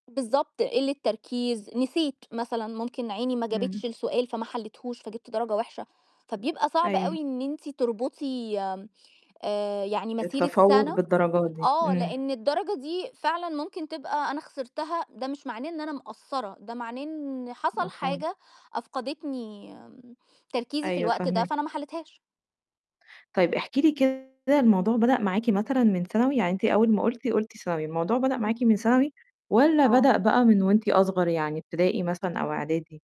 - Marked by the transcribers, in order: background speech; other background noise; distorted speech
- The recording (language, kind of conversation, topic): Arabic, podcast, إزاي تتعامل مع ضغط العيلة عليك بسبب الدرجات؟